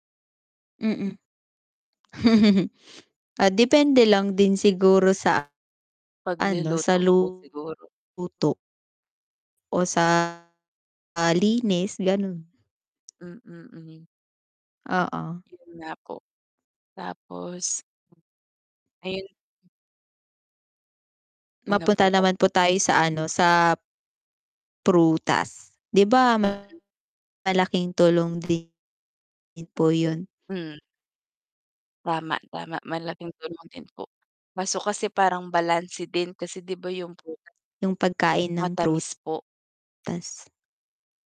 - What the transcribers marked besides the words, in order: chuckle; distorted speech; static; other background noise
- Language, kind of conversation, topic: Filipino, unstructured, Paano mo isinasama ang masusustansiyang pagkain sa iyong pang-araw-araw na pagkain?